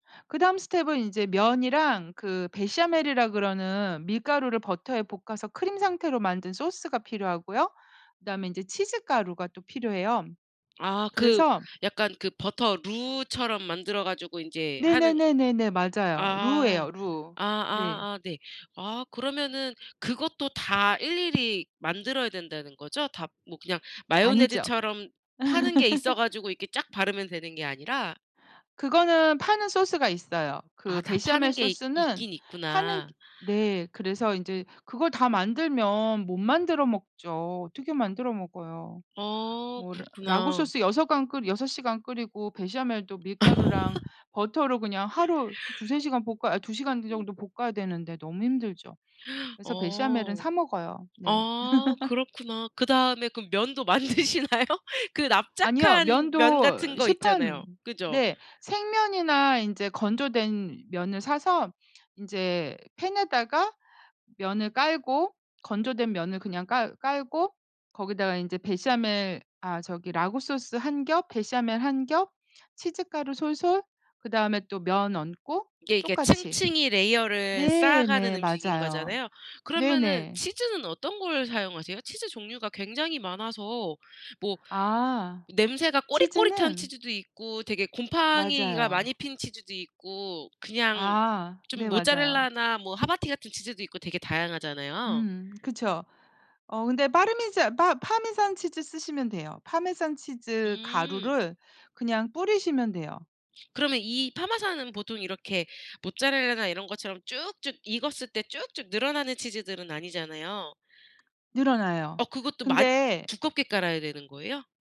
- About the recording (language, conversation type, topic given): Korean, podcast, 특별한 날이면 꼭 만드는 음식이 있나요?
- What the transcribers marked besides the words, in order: other background noise; laugh; laugh; gasp; laugh; laughing while speaking: "만드시나요?"